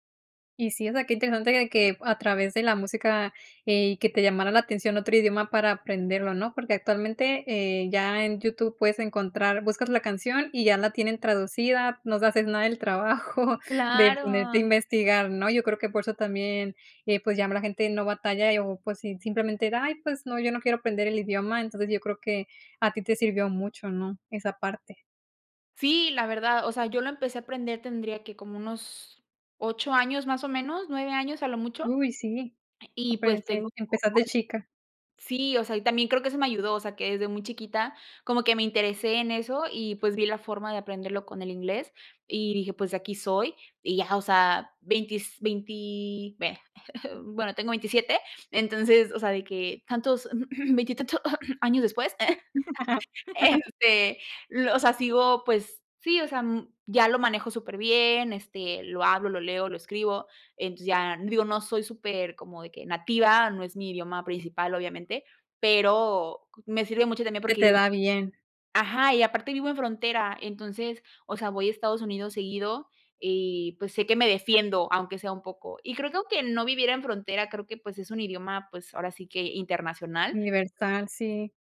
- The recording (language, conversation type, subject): Spanish, podcast, ¿Qué opinas de mezclar idiomas en una playlist compartida?
- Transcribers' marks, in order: throat clearing; throat clearing; chuckle; laugh